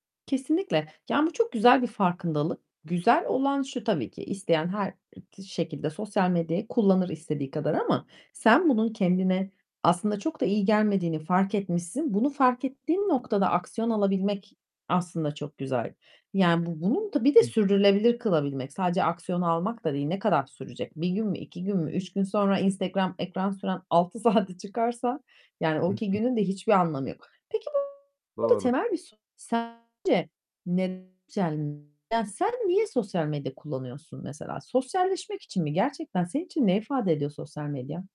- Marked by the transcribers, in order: static; distorted speech; laughing while speaking: "saate çıkarsa"
- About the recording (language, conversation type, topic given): Turkish, podcast, Ekran kullanımı uykunu nasıl etkiliyor ve bunun için neler yapıyorsun?